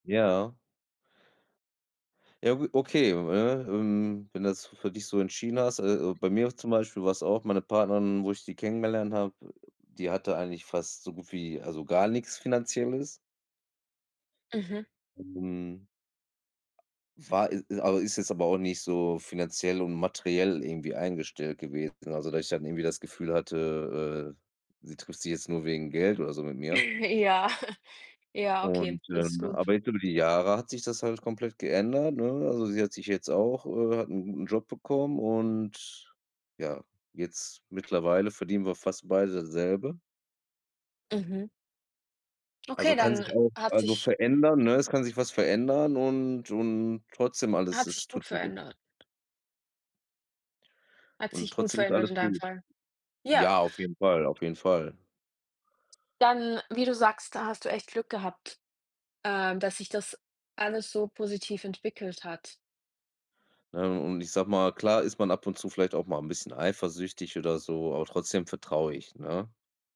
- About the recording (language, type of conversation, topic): German, unstructured, Welche Rolle spielt Vertrauen in der Liebe?
- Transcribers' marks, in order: chuckle; unintelligible speech